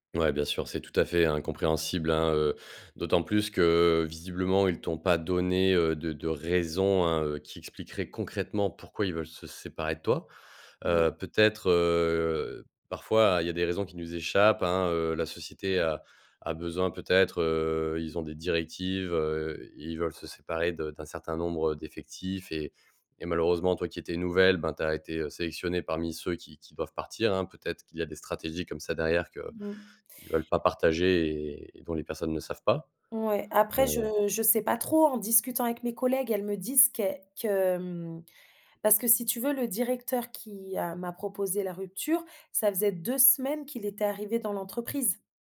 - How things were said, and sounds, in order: other background noise
- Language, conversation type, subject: French, advice, Que puis-je faire après avoir perdu mon emploi, alors que mon avenir professionnel est incertain ?